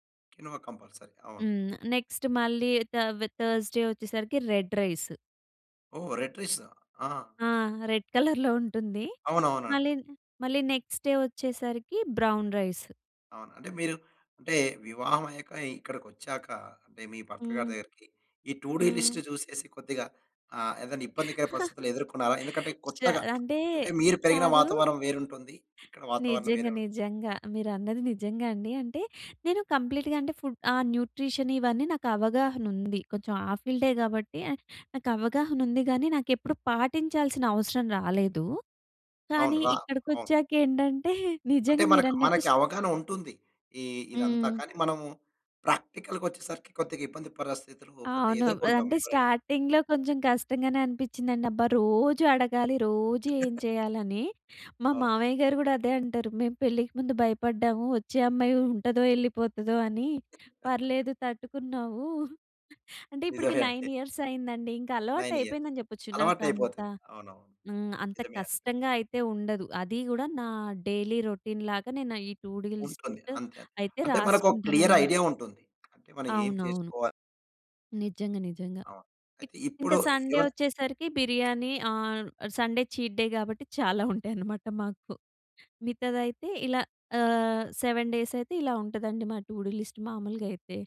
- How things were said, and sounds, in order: in English: "కినోవా కంపల్సరీ"; in English: "నెక్స్ట్"; in English: "థ థర్స్‌డే"; in English: "రెడ్ రైస్"; in English: "రెడ్ రైస్"; in English: "రెడ్ కలర్‍లో"; in English: "నెక్స్ట్ డే"; in English: "బ్రౌన్ రైస్"; in English: "టూ డు లిస్ట్"; chuckle; tapping; in English: "కంప్లీట్‌గా"; in English: "ఫుడ్"; in English: "న్యూట్రిషన్"; giggle; in English: "ప్రాక్టికల్‌గా"; in English: "స్టార్టింగ్‌లో"; chuckle; chuckle; chuckle; in English: "నైన్ ఇయర్స్"; in English: "నైన్ ఇయర్స్"; in English: "డైలీ రొటీన్"; in English: "టూ డు లిస్ట్"; in English: "క్లియర్"; other noise; in English: "సండే"; in English: "సండే చీట్ డే"; giggle; in English: "సెవెన్ డేస్"; in English: "టూ డు లిస్ట్"
- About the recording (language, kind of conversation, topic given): Telugu, podcast, నీ చేయాల్సిన పనుల జాబితాను నీవు ఎలా నిర్వహిస్తావు?